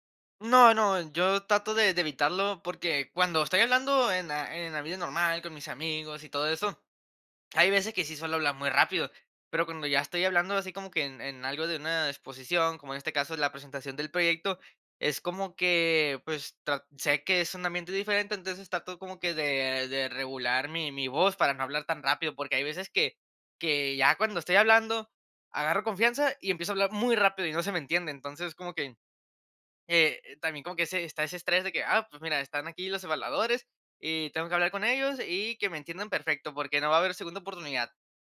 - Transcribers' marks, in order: none
- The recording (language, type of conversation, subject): Spanish, podcast, ¿Qué métodos usas para estudiar cuando tienes poco tiempo?